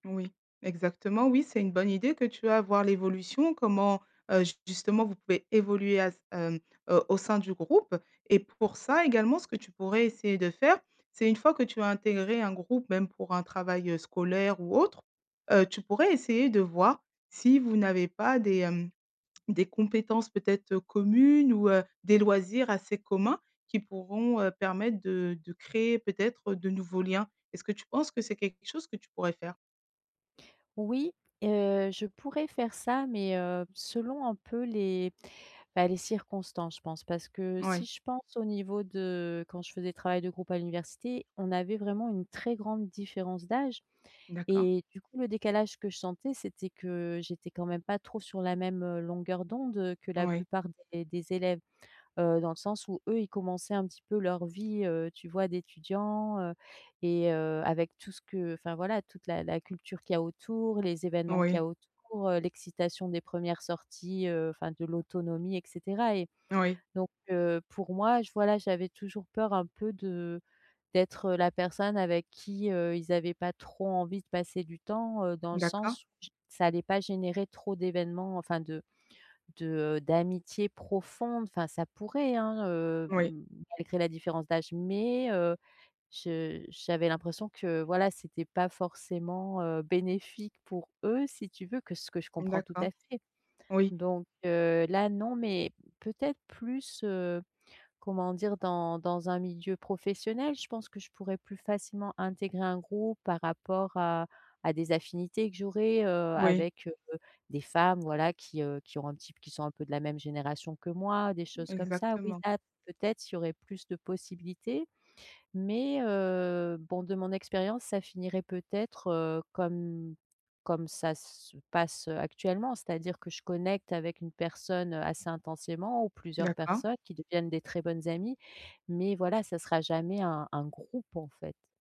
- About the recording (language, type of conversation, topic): French, advice, Comment puis-je mieux m’intégrer à un groupe d’amis ?
- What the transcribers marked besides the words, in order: none